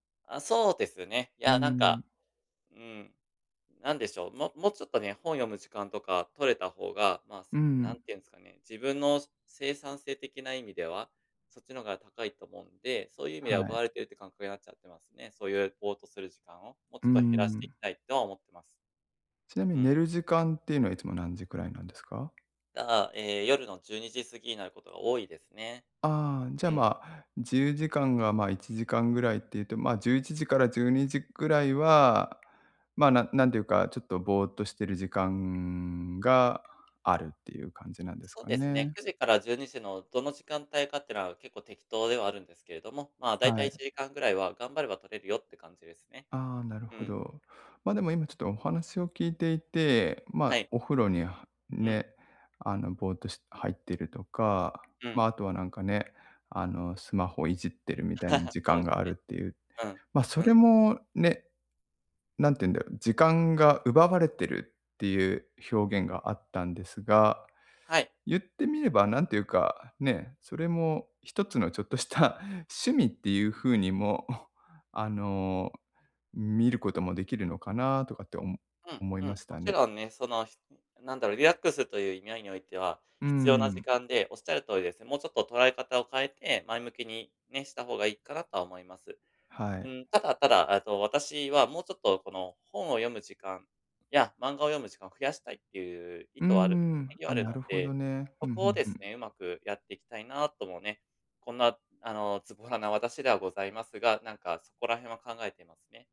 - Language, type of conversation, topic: Japanese, advice, 仕事や家事で忙しくて趣味の時間が取れないとき、どうすれば時間を確保できますか？
- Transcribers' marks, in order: chuckle; chuckle; unintelligible speech